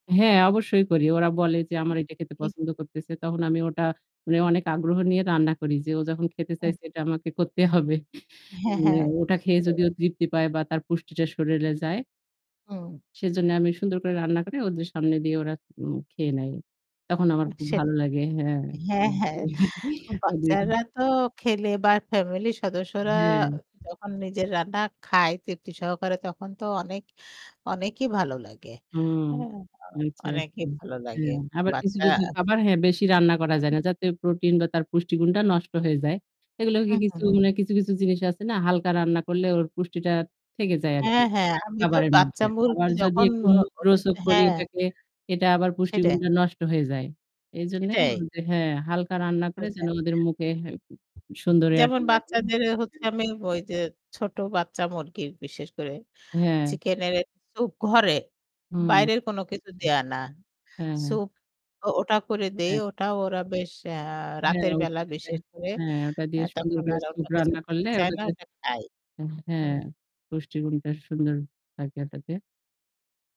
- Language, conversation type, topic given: Bengali, unstructured, শিশুদের জন্য পুষ্টিকর খাবার কীভাবে তৈরি করবেন?
- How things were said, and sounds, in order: static; other background noise; tapping; chuckle; unintelligible speech